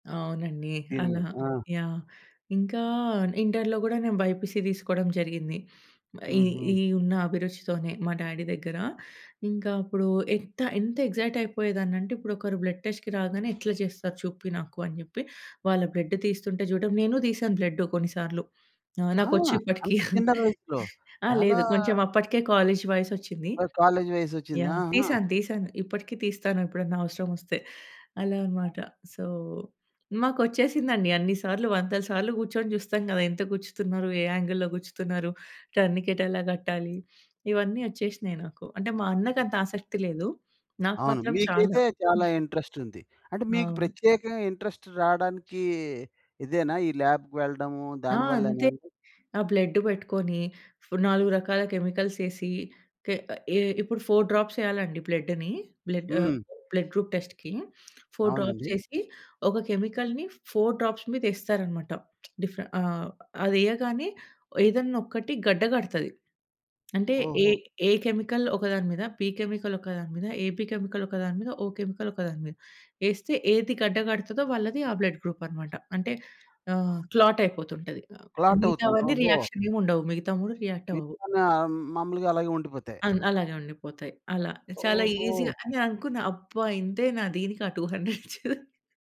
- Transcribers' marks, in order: in English: "బైపీసీ"; sniff; in English: "డ్యాడీ"; in English: "ఎగ్జైట్"; in English: "బ్లడ్ టెస్ట్‌కి"; other background noise; in English: "బ్లడ్"; in English: "బ్లడ్"; surprised: "ఆ!"; chuckle; in English: "కాలేజ్"; in English: "కాలేజ్"; in English: "సో"; in English: "టర్నికెట్"; in English: "ఇంట్రెస్ట్"; chuckle; in English: "ఇంట్రెస్ట్"; in English: "బ్లడ్"; in English: "కెమికల్స్"; in English: "ఫౌర్ డ్రాప్స్"; in English: "బ్లడ్‌ని. బ్లడ్"; in English: "బ్లడ్ గ్రూప్ టెస్ట్‌కి. ఫౌర్ డ్రాప్స్"; sniff; tapping; in English: "ఫౌర్ డ్రాప్స్"; lip smack; in English: "ఎ ఎ కెమికల్"; in English: "బి కెమికల్"; in English: "ఎబి కెమికల్"; in English: "ఓ కెమికల్"; in English: "బ్లడ్ గ్రూప్"; in English: "క్లాట్"; in English: "రియాక్షన్"; in English: "క్లాట్"; in English: "రియాక్ట్"; in English: "ఈజీగా"; laughing while speaking: "దీనికా టూ హండ్రెడ్ ఇచ్చేదని?"; in English: "టూ హండ్రెడ్"
- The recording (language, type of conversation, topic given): Telugu, podcast, మీ తల్లిదండ్రుల ఉద్యోగ జీవితం మీపై ఎలా ప్రభావం చూపింది?